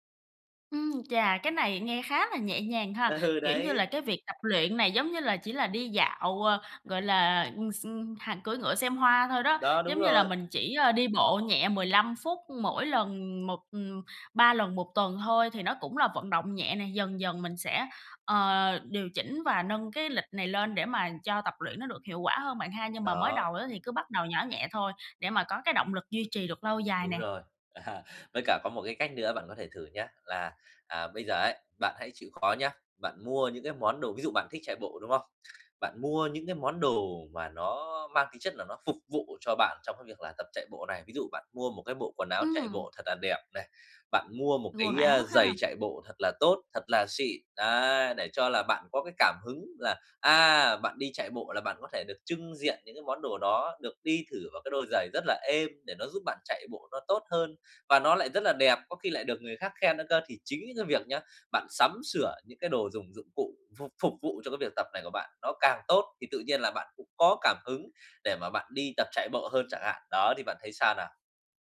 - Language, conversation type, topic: Vietnamese, advice, Làm sao tôi có thể tìm động lực để bắt đầu tập luyện đều đặn?
- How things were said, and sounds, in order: other background noise; laughing while speaking: "Ừ"; tapping; laughing while speaking: "À"; other noise